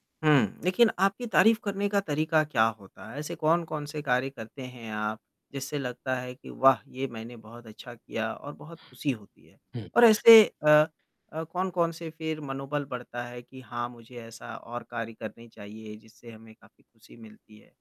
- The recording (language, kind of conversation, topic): Hindi, podcast, खुद की तारीफ़ करना आपको कैसा लगता है?
- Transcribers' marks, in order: static; other background noise